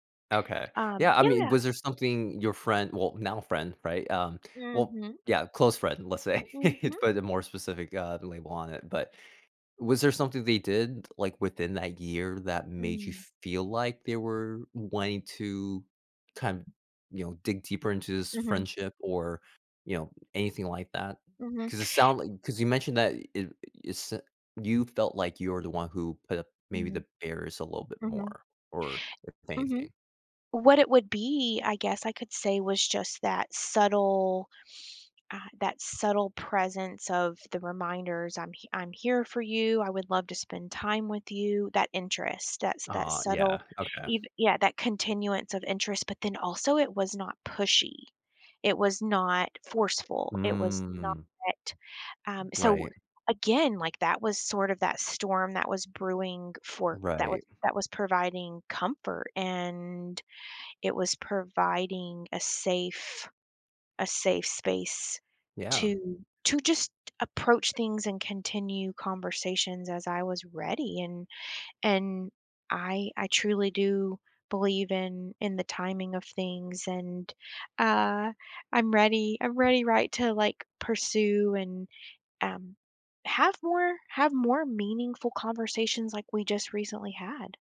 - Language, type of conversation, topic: English, advice, How can I express gratitude and deepen my friendship after a meaningful conversation?
- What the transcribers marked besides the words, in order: laughing while speaking: "say"; other background noise; drawn out: "Mm"